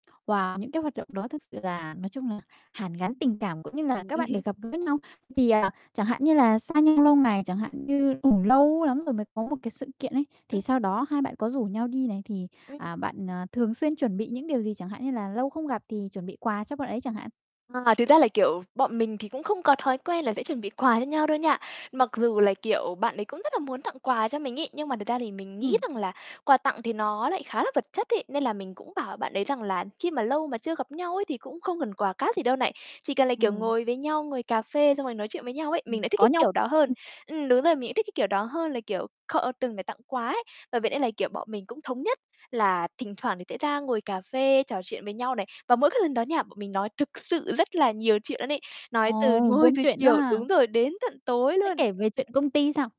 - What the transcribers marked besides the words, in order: distorted speech; laugh; static; other background noise
- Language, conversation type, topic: Vietnamese, podcast, Bạn có thể kể về cách bạn quen người bạn thân mới của mình không?